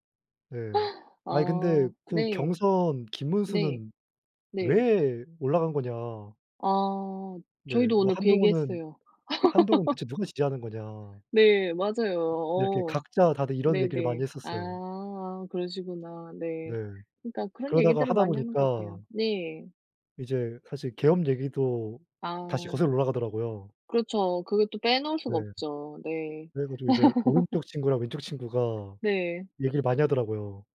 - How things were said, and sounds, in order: tapping; laugh; other background noise; laugh
- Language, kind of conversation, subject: Korean, unstructured, 정치 이야기를 하면서 좋았던 경험이 있나요?